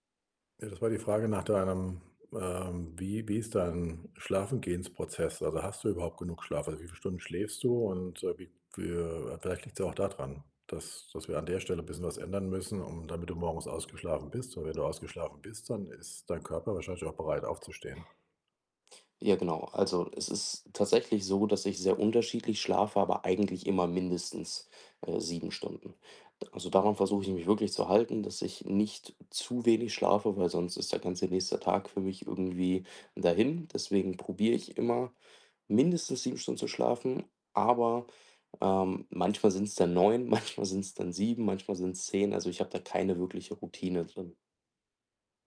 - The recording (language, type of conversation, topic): German, advice, Wie kann ich schlechte Gewohnheiten langfristig und nachhaltig ändern?
- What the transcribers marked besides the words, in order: laughing while speaking: "manchmal"